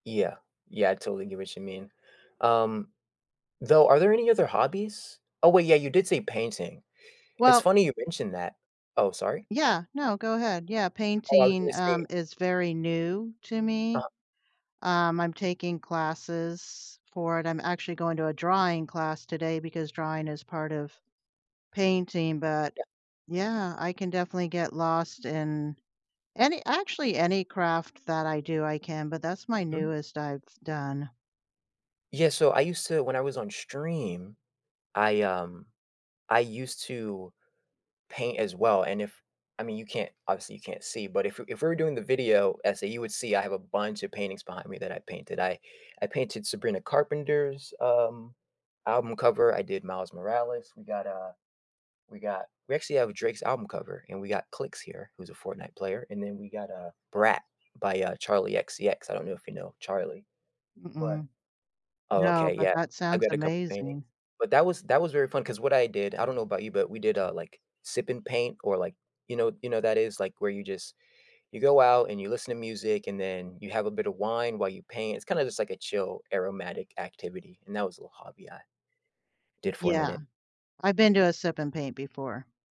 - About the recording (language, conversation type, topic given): English, unstructured, What hobby makes you lose track of time?
- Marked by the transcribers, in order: none